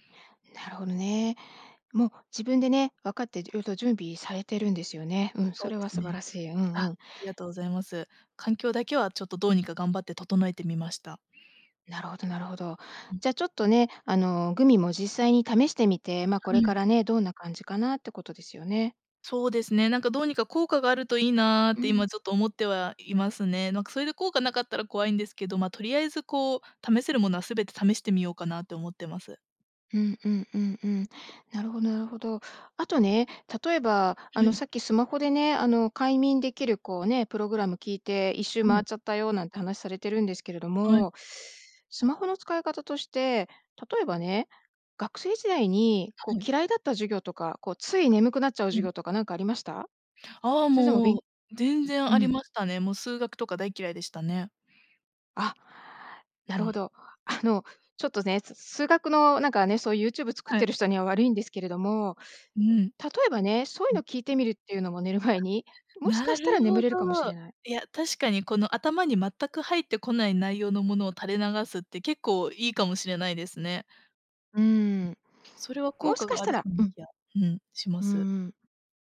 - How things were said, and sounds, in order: laughing while speaking: "あの"; other background noise; laughing while speaking: "寝る前に"; unintelligible speech
- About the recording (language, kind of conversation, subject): Japanese, advice, 眠れない夜が続いて日中ボーッとするのですが、どうすれば改善できますか？